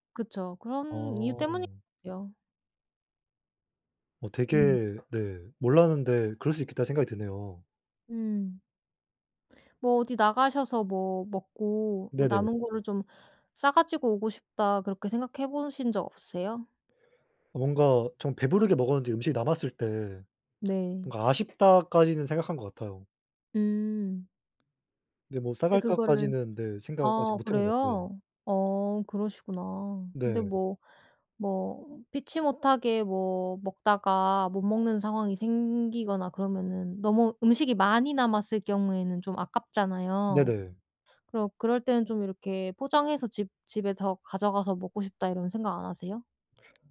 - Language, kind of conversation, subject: Korean, unstructured, 식당에서 남긴 음식을 가져가는 게 왜 논란이 될까?
- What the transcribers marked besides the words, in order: tapping; other background noise